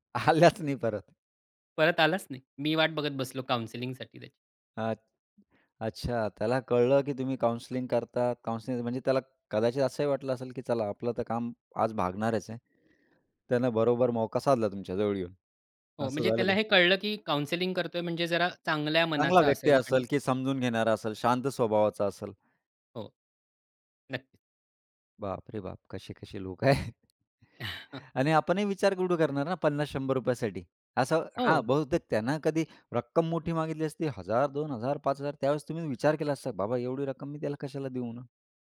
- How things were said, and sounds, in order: laughing while speaking: "आलाच नाही परत"; in English: "काउन्सिलिंगसाठी"; in English: "काउन्सिलिंग"; in English: "काउन्सिलिंग"; in Hindi: "मौका"; in English: "काउन्सिलिंग"; laughing while speaking: "लोकं आहेत"; chuckle
- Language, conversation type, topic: Marathi, podcast, ऑनलाइन ओळखीच्या लोकांवर विश्वास ठेवावा की नाही हे कसे ठरवावे?